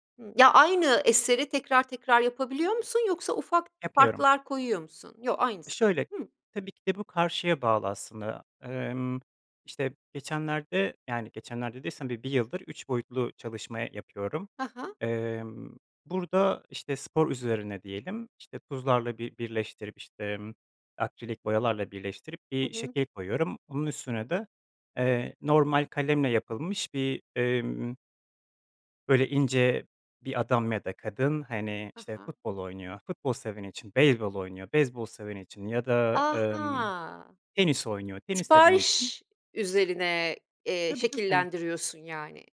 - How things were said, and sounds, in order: none
- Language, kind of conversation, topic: Turkish, podcast, Sanat ve para arasında nasıl denge kurarsın?